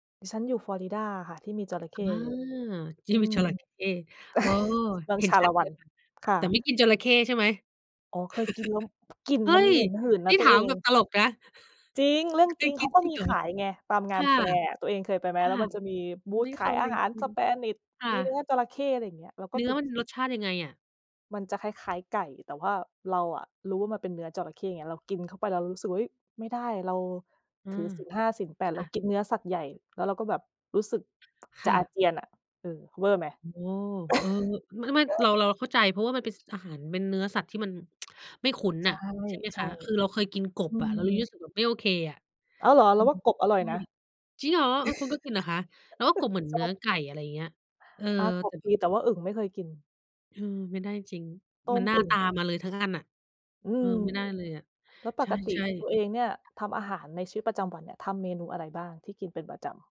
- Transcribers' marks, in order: chuckle; chuckle; tsk; other background noise; tapping; chuckle; tsk; chuckle
- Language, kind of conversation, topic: Thai, unstructured, ทำไมการทำอาหารถึงเป็นทักษะที่ควรมีติดตัวไว้?